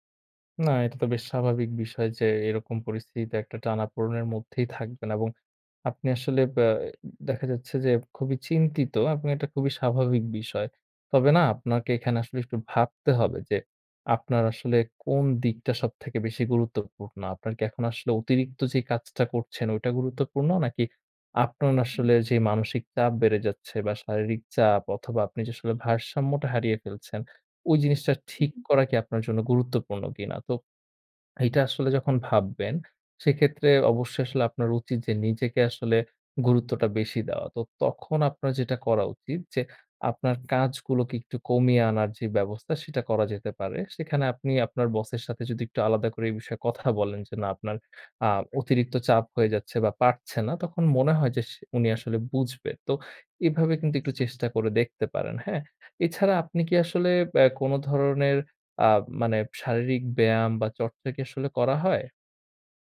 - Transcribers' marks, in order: "আপনার" said as "আপনান"
- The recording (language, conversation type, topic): Bengali, advice, পরিবার ও কাজের ভারসাম্য নষ্ট হওয়ার ফলে আপনার মানসিক চাপ কীভাবে বেড়েছে?